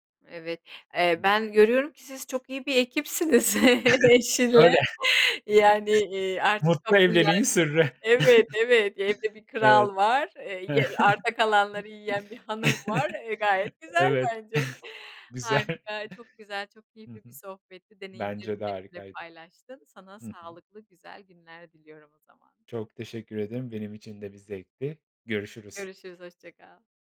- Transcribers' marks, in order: other noise; laughing while speaking: "ekipsiniz eşinle"; chuckle; laughing while speaking: "Öyle"; chuckle; chuckle; laughing while speaking: "Güzel"
- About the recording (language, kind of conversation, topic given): Turkish, podcast, Evde yemek pişirme alışkanlıkların nelerdir?